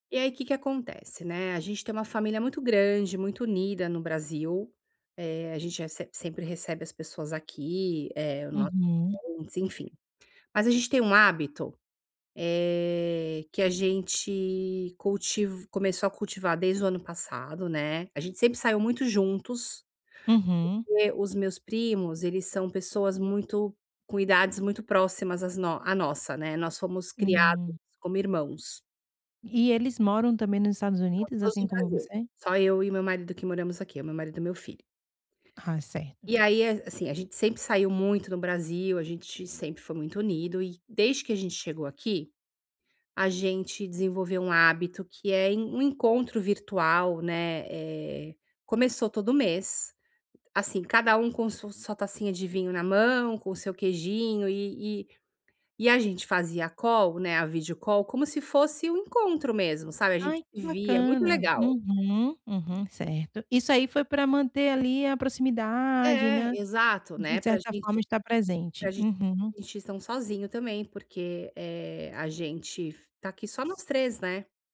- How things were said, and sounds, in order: unintelligible speech; tapping; in English: "call"; in English: "videocall"; other background noise
- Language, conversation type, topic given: Portuguese, advice, Como posso lidar com críticas constantes de familiares sem me magoar?